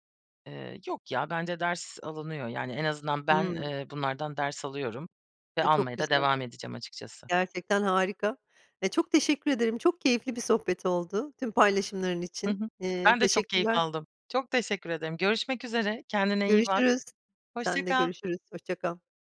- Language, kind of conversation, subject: Turkish, podcast, Evde enerji tasarrufu için hemen uygulayabileceğimiz öneriler nelerdir?
- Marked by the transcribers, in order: other background noise